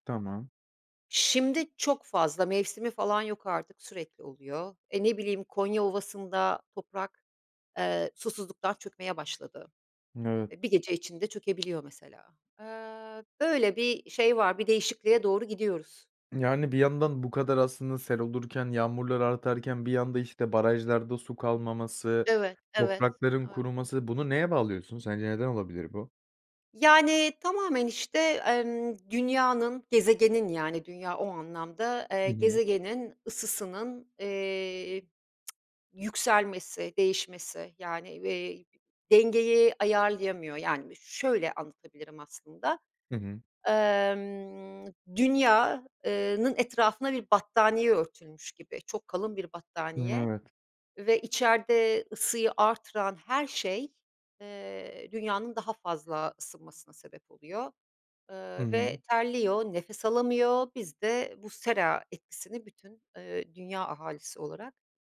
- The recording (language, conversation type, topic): Turkish, podcast, İklim değişikliğinin günlük hayatımıza etkilerini nasıl görüyorsun?
- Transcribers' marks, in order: tapping; unintelligible speech; tsk; drawn out: "Imm"; other background noise